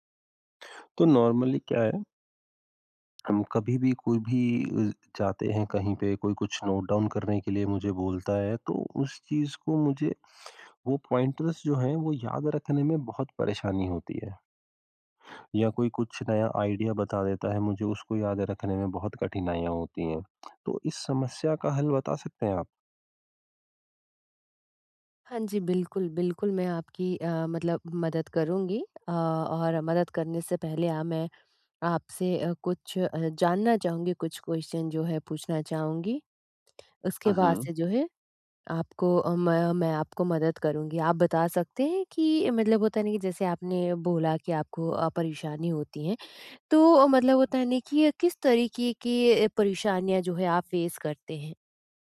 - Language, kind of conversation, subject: Hindi, advice, मैं अपनी रचनात्मक टिप्पणियाँ और विचार व्यवस्थित रूप से कैसे रख सकता/सकती हूँ?
- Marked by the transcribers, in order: in English: "नॉर्मली"; in English: "नोट डाउन"; in English: "पॉइंटर्स"; in English: "आइडिया"; tongue click; in English: "क्वेश्चन"; in English: "फेस"